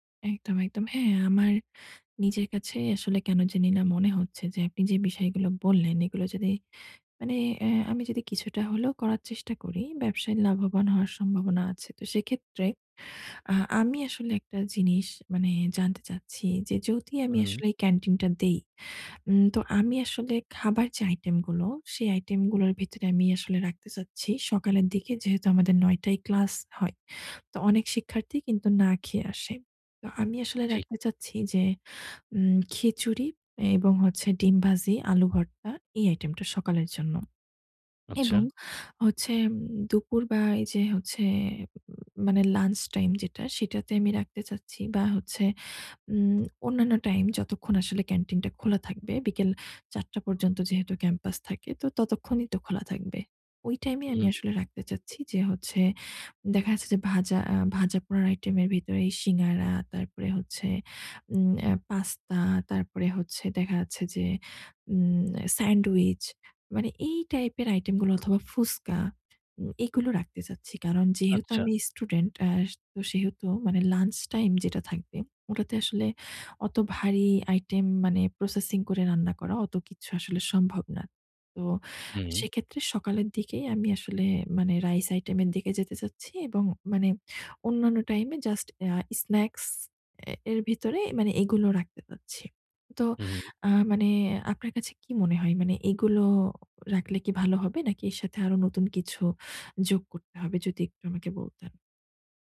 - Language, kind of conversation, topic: Bengali, advice, ভয় বা উদ্বেগ অনুভব করলে আমি কীভাবে নিজেকে বিচার না করে সেই অনুভূতিকে মেনে নিতে পারি?
- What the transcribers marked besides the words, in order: tapping; other background noise